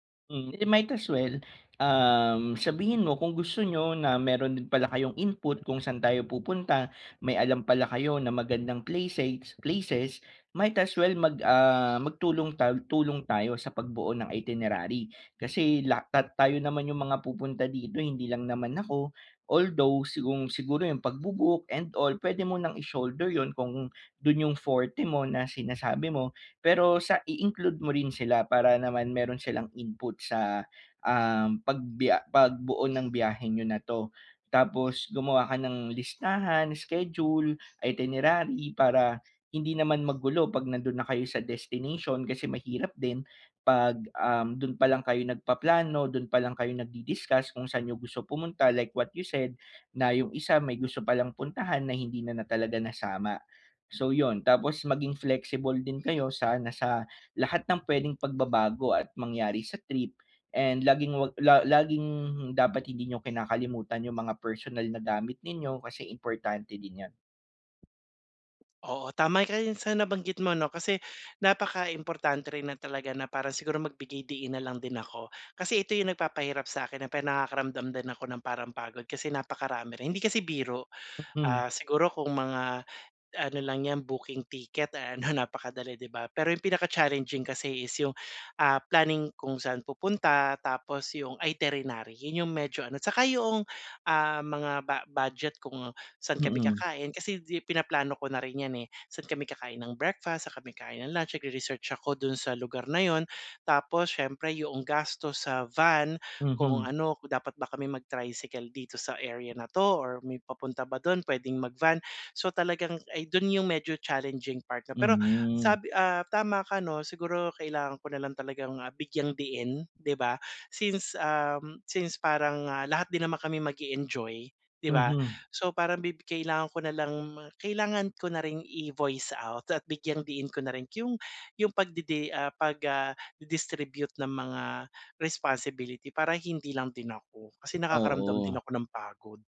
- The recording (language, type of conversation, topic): Filipino, advice, Paano ko mas mapapadali ang pagplano ng aking susunod na biyahe?
- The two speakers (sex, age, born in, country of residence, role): male, 25-29, Philippines, Philippines, advisor; male, 45-49, Philippines, Philippines, user
- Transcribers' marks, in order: other background noise; in English: "like what you said"; bird; "tama" said as "tamay"; laughing while speaking: "ano"; tapping